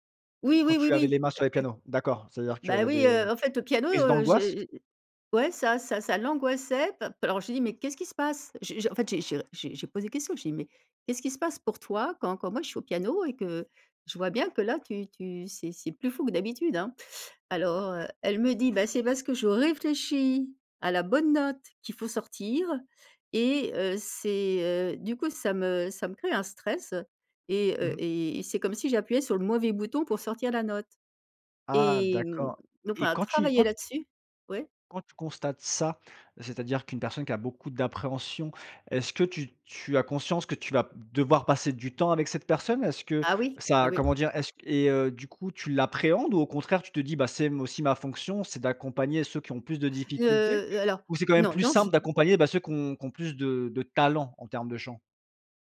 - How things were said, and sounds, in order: unintelligible speech; other background noise; stressed: "ça"; tapping; stressed: "talent"
- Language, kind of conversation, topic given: French, podcast, Comment exprimes-tu des choses difficiles à dire autrement ?
- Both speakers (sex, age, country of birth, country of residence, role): female, 55-59, France, France, guest; male, 35-39, France, France, host